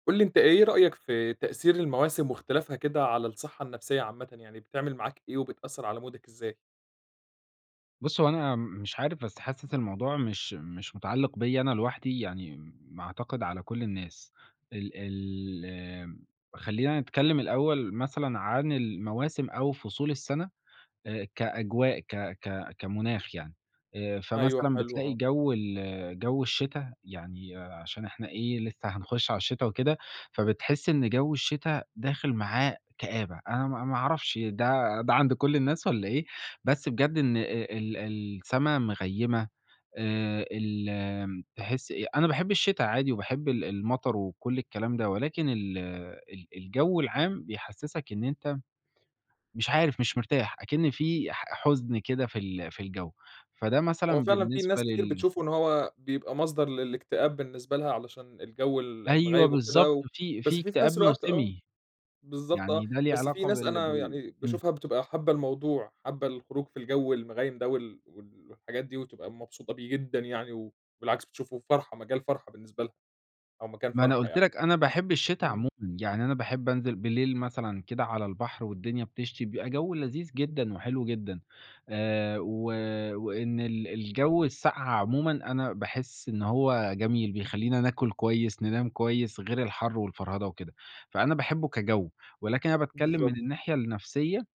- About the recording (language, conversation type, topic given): Arabic, podcast, إيه رأيك في تأثير المواسم على الصحة النفسية؟
- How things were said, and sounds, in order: in English: "مودك"